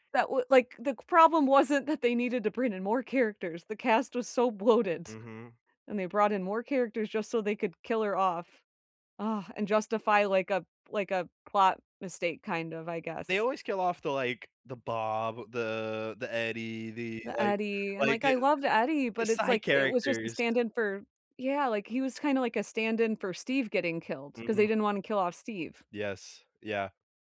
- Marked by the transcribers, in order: laughing while speaking: "bloated"
- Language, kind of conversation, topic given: English, unstructured, Why do some people get upset over movie spoilers?